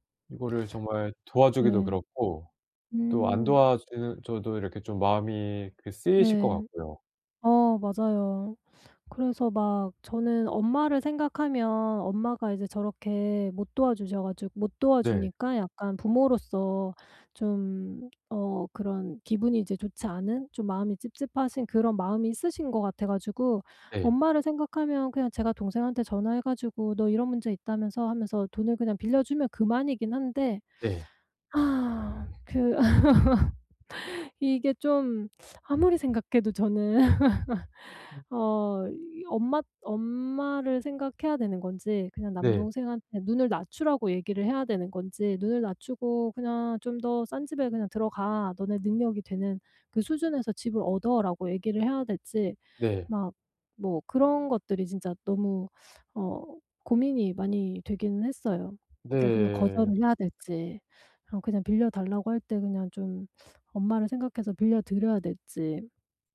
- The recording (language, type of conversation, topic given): Korean, advice, 친구나 가족이 갑자기 돈을 빌려달라고 할 때 어떻게 정중하면서도 단호하게 거절할 수 있나요?
- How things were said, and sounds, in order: other background noise; tapping; laugh; laugh